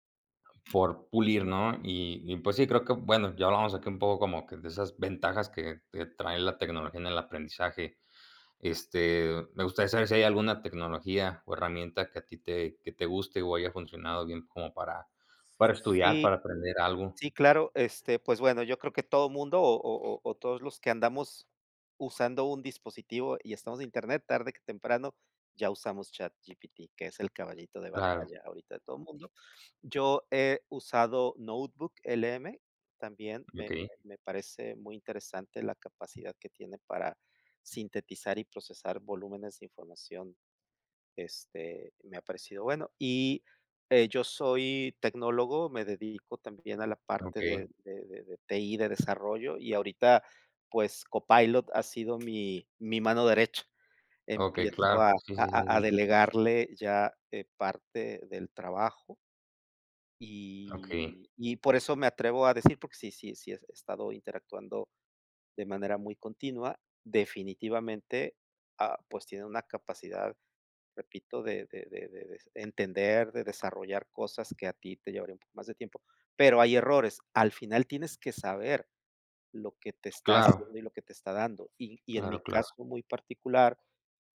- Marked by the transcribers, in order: tapping; other background noise
- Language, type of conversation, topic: Spanish, unstructured, ¿Cómo crees que la tecnología ha cambiado la educación?
- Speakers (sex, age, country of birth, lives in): male, 20-24, Mexico, Mexico; male, 55-59, Mexico, Mexico